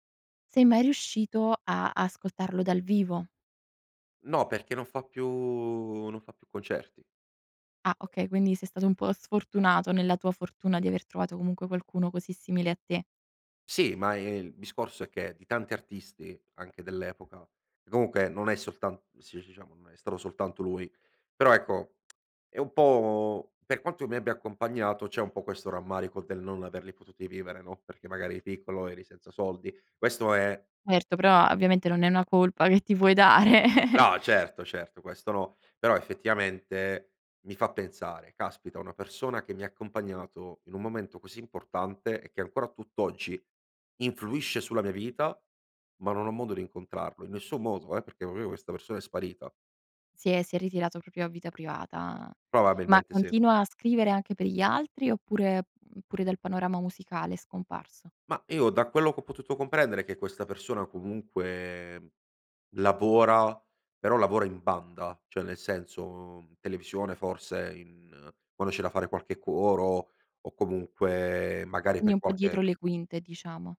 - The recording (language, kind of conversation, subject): Italian, podcast, C’è una canzone che ti ha accompagnato in un grande cambiamento?
- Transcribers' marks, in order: tapping; "diciamo" said as "ciciamo"; lip smack; laughing while speaking: "dare"; laugh; "proprio" said as "propio"; "cioè" said as "ceh"; "Quindi" said as "quini"